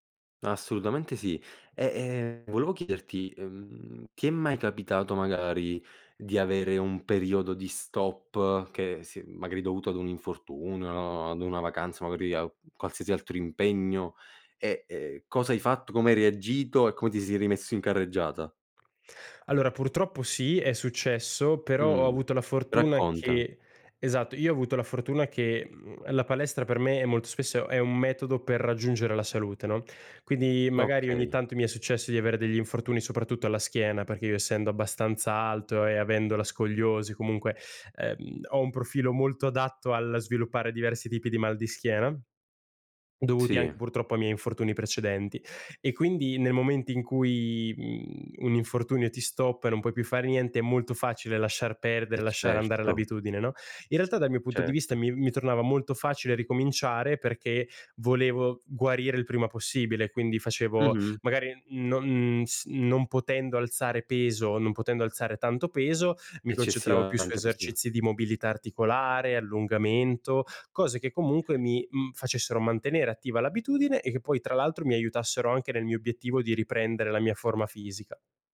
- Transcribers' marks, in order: other background noise; unintelligible speech
- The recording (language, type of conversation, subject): Italian, podcast, Come fai a mantenere la costanza nell’attività fisica?
- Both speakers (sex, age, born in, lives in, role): male, 20-24, Italy, Italy, guest; male, 25-29, Italy, Italy, host